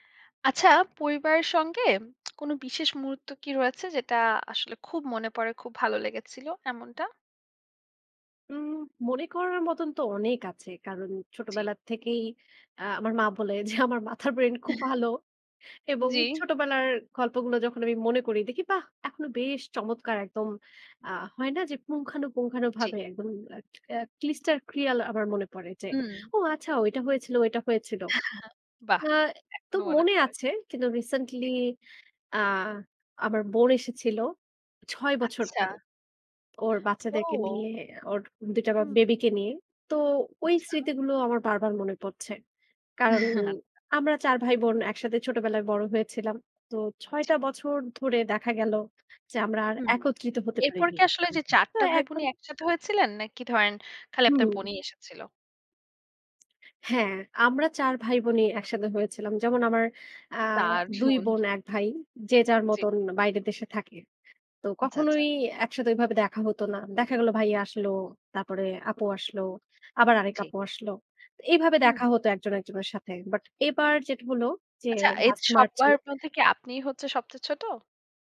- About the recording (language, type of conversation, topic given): Bengali, podcast, পরিবারের সঙ্গে আপনার কোনো বিশেষ মুহূর্তের কথা বলবেন?
- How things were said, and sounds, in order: lip smack; laughing while speaking: "আমার মাথার ব্রেইন খুব ভালো"; other noise; tapping; "পুঙ্খানুপুঙ্খভাবে" said as "পুঙ্খানুপুঙ্খানুভাবে"; lip smack; in English: "ক্লিস্টার ক্রিয়াল"; "crystal clear" said as "ক্লিস্টার ক্রিয়াল"; chuckle; in English: "recently"; horn; chuckle; laughing while speaking: "আচ্ছা"